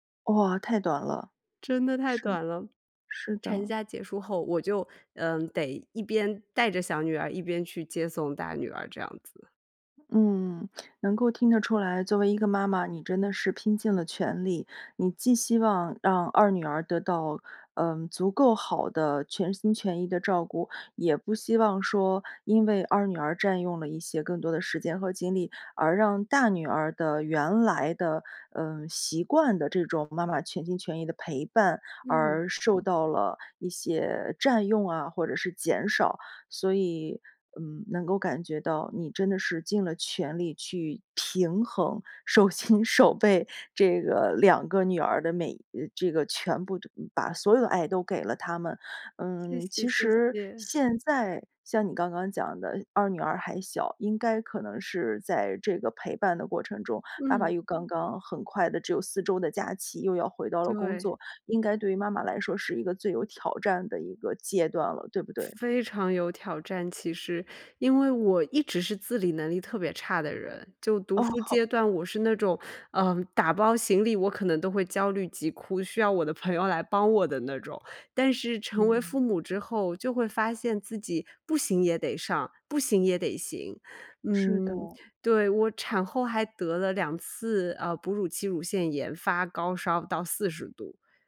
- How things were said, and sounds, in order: swallow; other background noise; lip smack; laughing while speaking: "手心手背"; tapping; other noise
- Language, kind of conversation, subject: Chinese, podcast, 当父母后，你的生活有哪些变化？